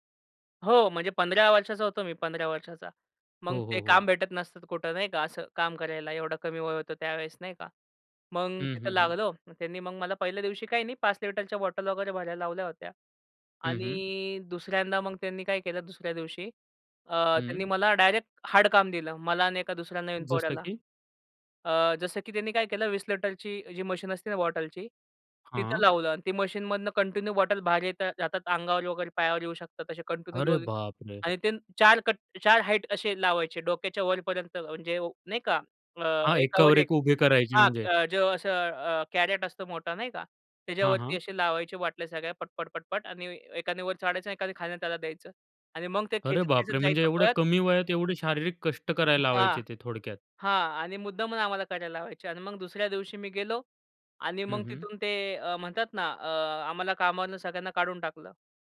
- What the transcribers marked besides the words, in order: in English: "कंटिन्यू"; in English: "कंटिन्यू"; unintelligible speech; in English: "कॅरेट"; "खालून" said as "खालन"
- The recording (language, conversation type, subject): Marathi, podcast, पहिली नोकरी लागल्यानंतर तुम्हाला काय वाटलं?